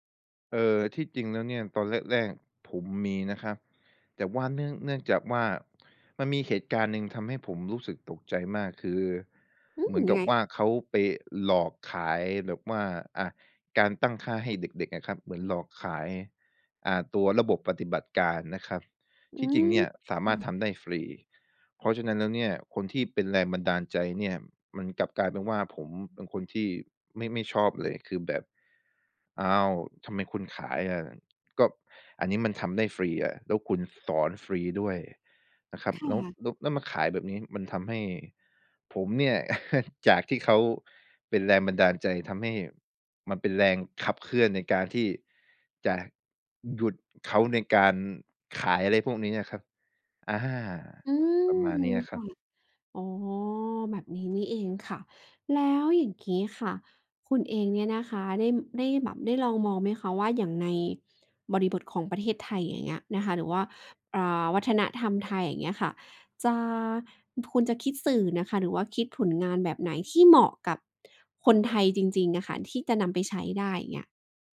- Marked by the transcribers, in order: chuckle
- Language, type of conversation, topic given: Thai, podcast, คุณรับมือกับความอยากให้ผลงานสมบูรณ์แบบอย่างไร?